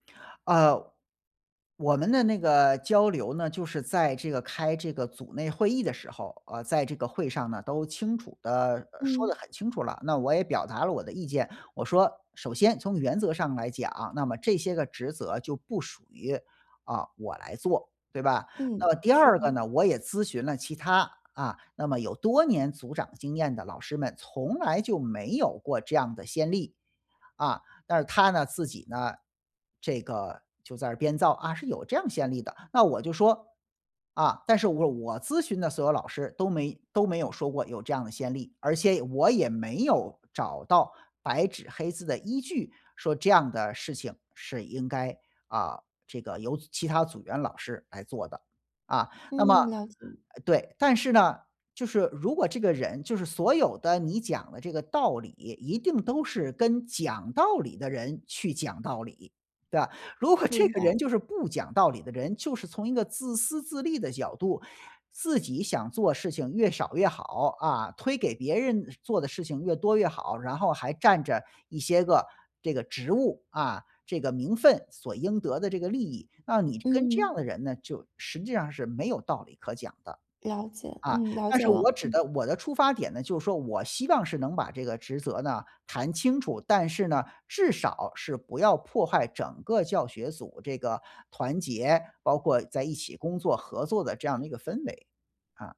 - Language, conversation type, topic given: Chinese, advice, 你该如何与难相处的同事就职责划分进行协商？
- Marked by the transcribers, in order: tapping; laughing while speaking: "如果这个人"